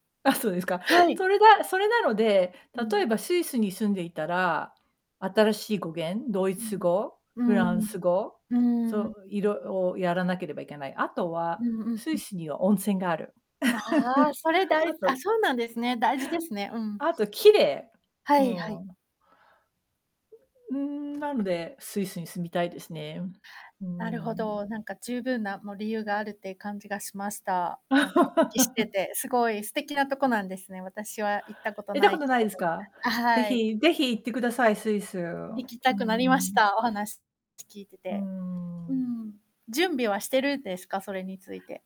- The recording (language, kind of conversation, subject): Japanese, unstructured, 将来やってみたいことは何ですか？
- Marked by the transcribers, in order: tapping; chuckle; other noise; distorted speech; laugh